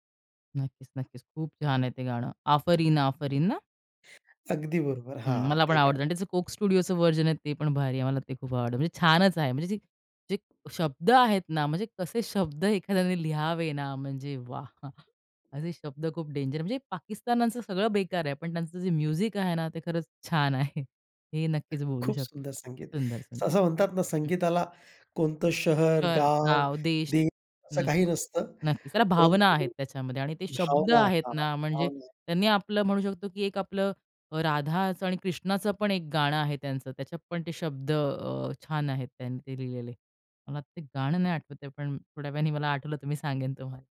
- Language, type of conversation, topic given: Marathi, podcast, शहरात आल्यावर तुमचा संगीतस्वाद कसा बदलला?
- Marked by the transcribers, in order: in English: "कोक स्टुडिओच व्हर्जन"; laughing while speaking: "एखाद्याने लिहावे ना"; chuckle; in English: "डेंजर"; in Hindi: "बेकार"; in English: "म्युझिक"; laughing while speaking: "छान आहे"